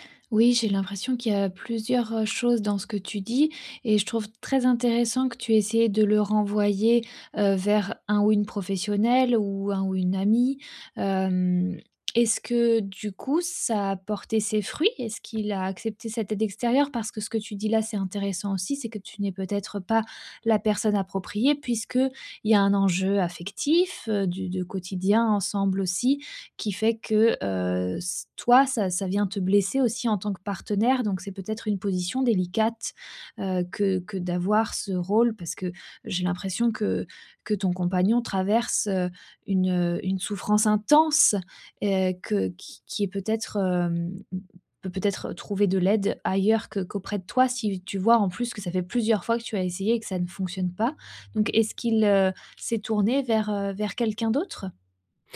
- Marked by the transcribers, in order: tapping; stressed: "intense"
- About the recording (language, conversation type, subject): French, advice, Pourquoi avons-nous toujours les mêmes disputes dans notre couple ?
- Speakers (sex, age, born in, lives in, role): female, 30-34, France, France, advisor; male, 55-59, France, France, user